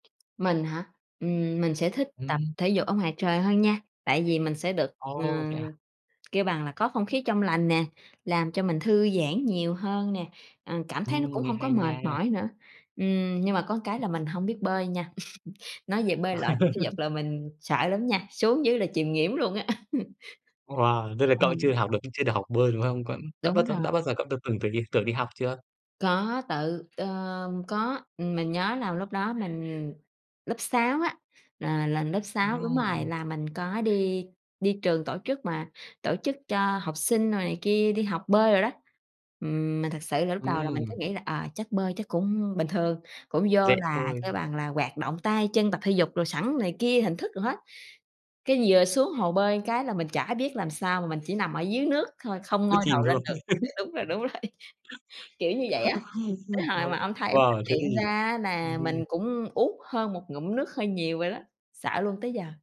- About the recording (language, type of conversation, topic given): Vietnamese, unstructured, Bạn thường chọn hình thức tập thể dục nào để giải trí?
- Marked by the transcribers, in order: tapping; other background noise; laugh; laugh; laughing while speaking: "thôi"; laugh; laughing while speaking: "rồi"; chuckle; laugh